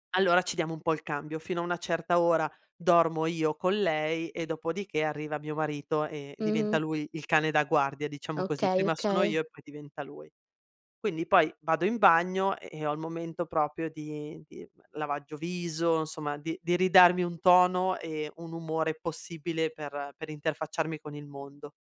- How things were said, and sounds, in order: none
- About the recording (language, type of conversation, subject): Italian, podcast, Com’è la tua routine mattutina?